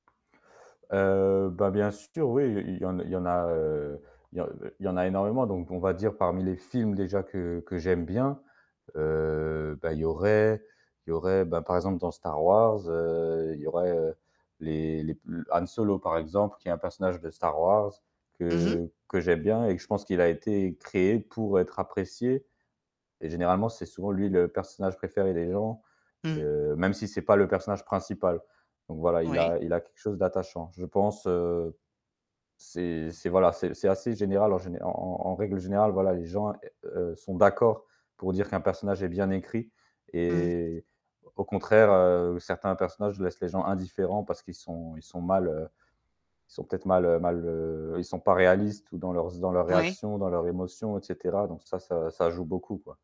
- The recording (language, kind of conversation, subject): French, podcast, Pourquoi, d’après toi, s’attache-t-on aux personnages fictifs ?
- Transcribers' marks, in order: static; tapping; distorted speech